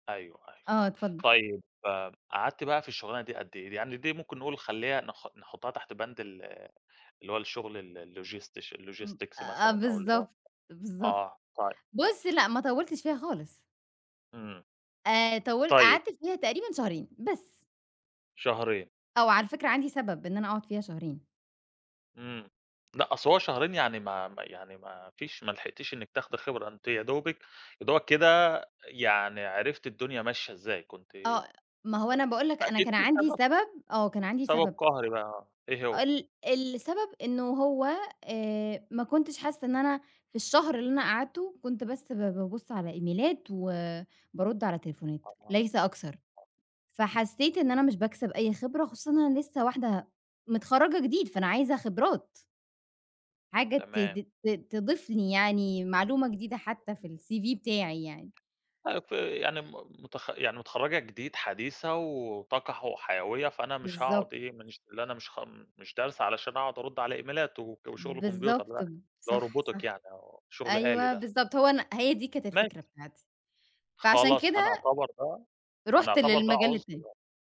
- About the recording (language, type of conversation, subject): Arabic, podcast, احكيلي عن أول شغلانة اشتغلتها، وكانت تجربتك فيها عاملة إيه؟
- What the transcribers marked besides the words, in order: in English: "اللوجستيش logistics"; "logistics" said as "اللوجستيش"; tapping; in English: "إيميلات"; unintelligible speech; unintelligible speech; in English: "الCV"; other background noise; "دارسة" said as "دالسة"; in English: "إيميلات"; in English: "روبوتيك"